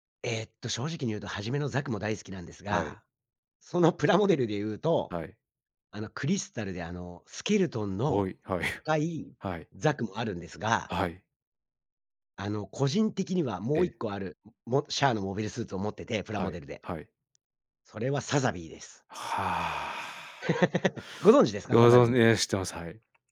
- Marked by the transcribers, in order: laughing while speaking: "はい"; laugh; tapping
- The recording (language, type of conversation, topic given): Japanese, podcast, アニメで心に残ったキャラクターは誰ですか？